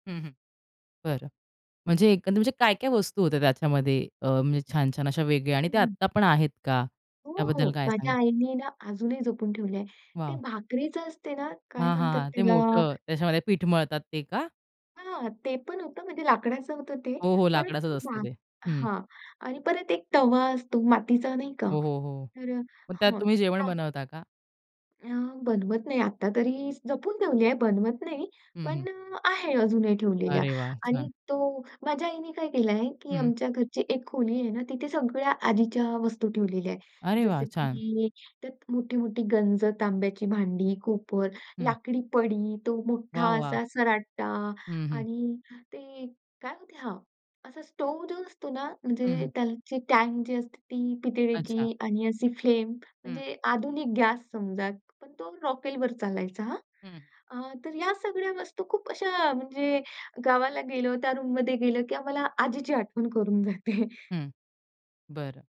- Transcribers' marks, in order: other background noise; in English: "टँक"; in English: "फ्लेम"; chuckle
- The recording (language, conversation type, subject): Marathi, podcast, तुमच्या वाड्यातली सर्वात जुनी वस्तू किंवा वारसा कोणता आहे?